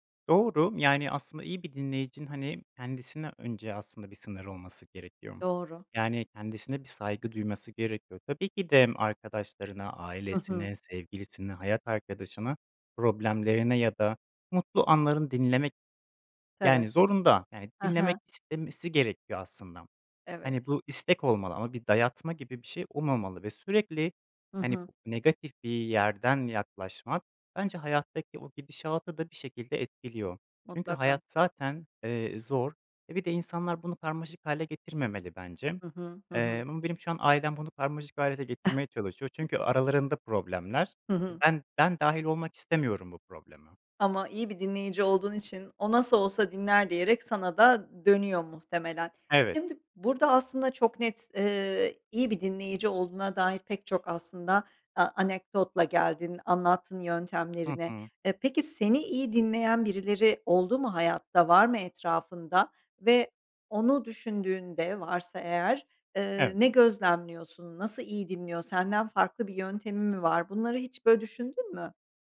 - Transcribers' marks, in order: tapping; other background noise; other noise
- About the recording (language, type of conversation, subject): Turkish, podcast, İyi bir dinleyici olmak için neler yaparsın?